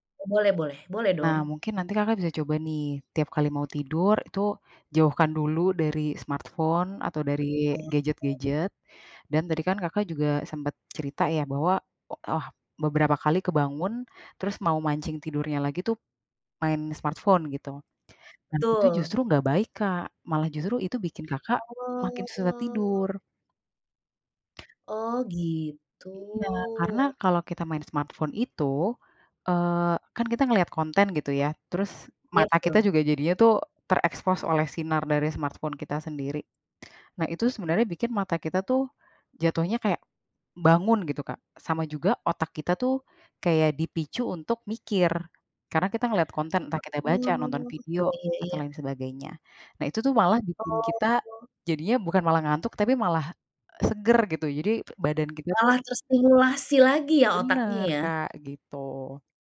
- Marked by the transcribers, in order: in English: "smartphone"; unintelligible speech; in English: "smartphone"; drawn out: "Oh"; other background noise; drawn out: "gitu"; in English: "smartphone"; in English: "smartphone"
- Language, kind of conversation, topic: Indonesian, advice, Mengapa saya bangun merasa lelah meski sudah tidur cukup lama?